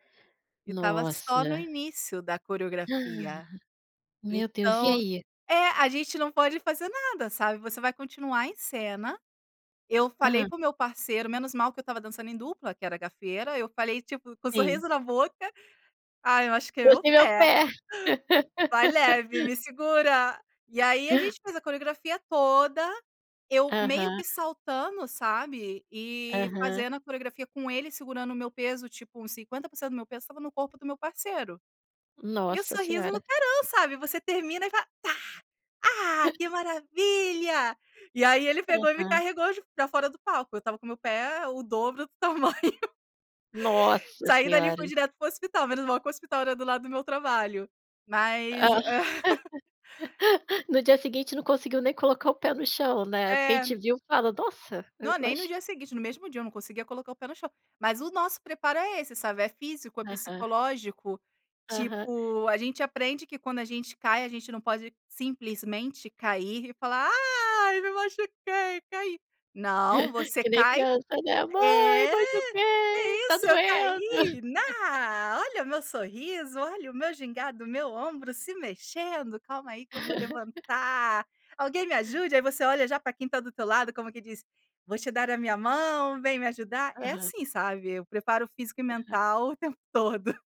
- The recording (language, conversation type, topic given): Portuguese, podcast, O que mais te chama a atenção na dança, seja numa festa ou numa aula?
- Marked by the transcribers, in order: gasp; put-on voice: "Torci meu pé"; chuckle; laugh; other noise; laughing while speaking: "tamanho"; laugh; chuckle; put-on voice: "Mãe! Machuquei! Tá doendo!"; chuckle; laugh